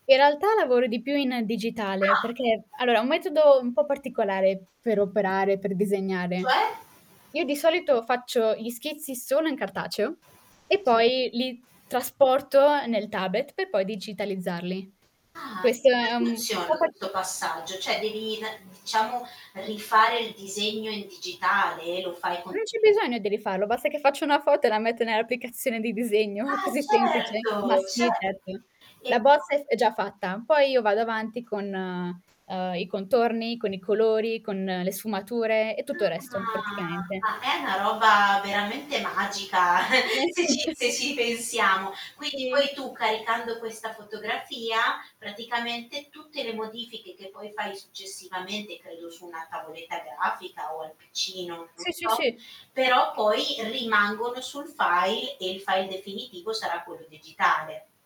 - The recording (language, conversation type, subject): Italian, podcast, Come trasformi un’esperienza personale in qualcosa di creativo?
- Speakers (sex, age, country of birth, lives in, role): female, 18-19, Romania, Italy, guest; female, 35-39, Italy, Italy, host
- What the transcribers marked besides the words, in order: static; distorted speech; other background noise; tapping; "cioè" said as "ceh"; unintelligible speech; laughing while speaking: "disegno"; drawn out: "Ah"; chuckle